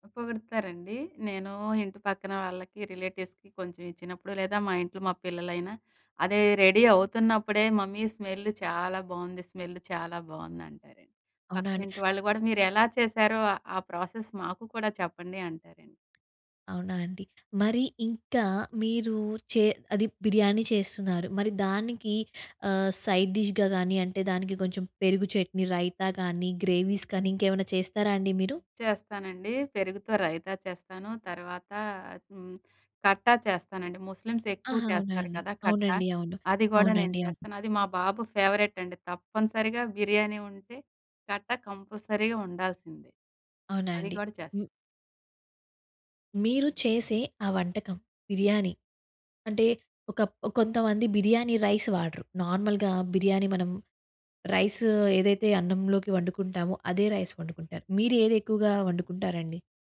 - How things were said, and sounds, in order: in English: "రిలేటివ్స్‌కి"; in English: "రెడీ"; in English: "మమ్మీ స్మెల్"; in English: "స్మెల్"; other background noise; in English: "ప్రాసెస్"; tapping; in English: "సైడ్ డిష్‍గా"; in English: "గ్రేవీస్"; in English: "ఫేవరెట్"; in English: "కంపల్సరీగా"; in English: "రైస్"; in English: "నార్మల్‌గా"; in English: "రైస్"; in English: "రైస్"
- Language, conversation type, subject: Telugu, podcast, రుచికరమైన స్మృతులు ఏ వంటకంతో ముడిపడ్డాయి?